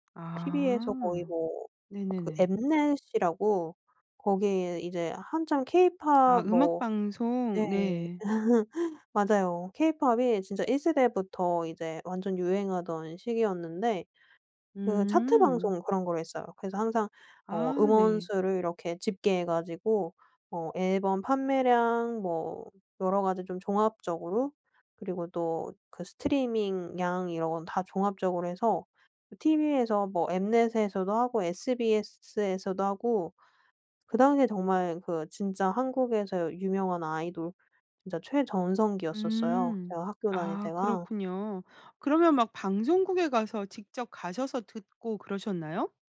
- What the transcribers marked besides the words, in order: tapping; other background noise; laugh
- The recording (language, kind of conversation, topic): Korean, podcast, 미디어(라디오, TV, 유튜브)가 너의 음악 취향을 어떻게 만들었어?